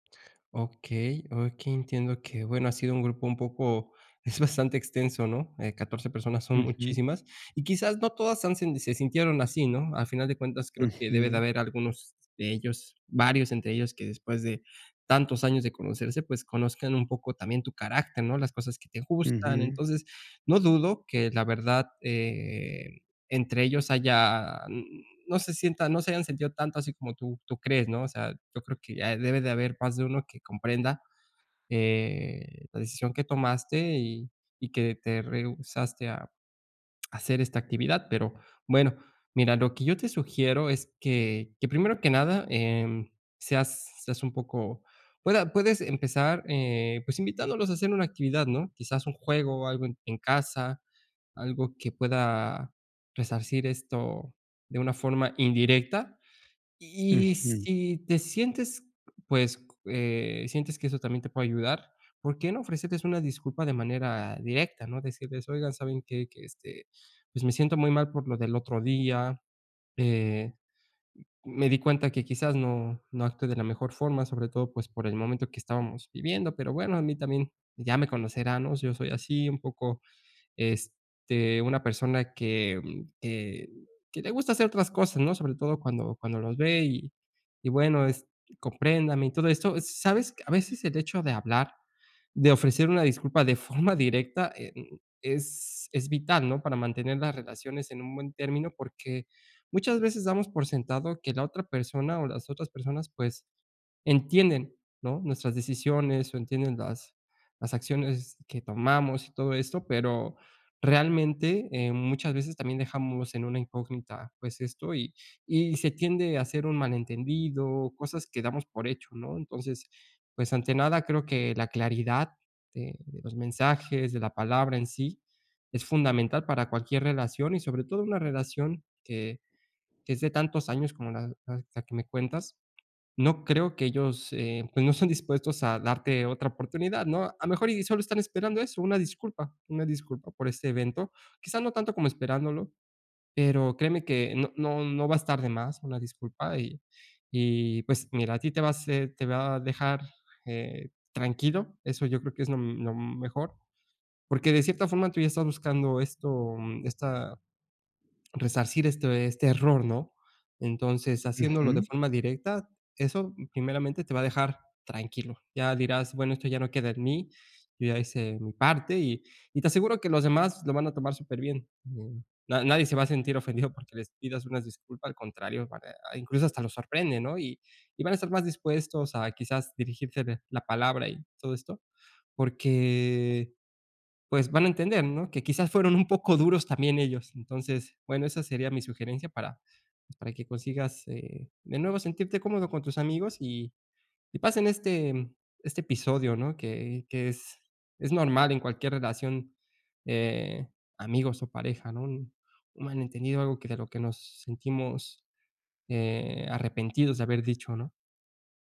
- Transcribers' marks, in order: laughing while speaking: "es bastante"; laughing while speaking: "forma"
- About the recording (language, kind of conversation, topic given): Spanish, advice, ¿Cómo puedo recuperarme después de un error social?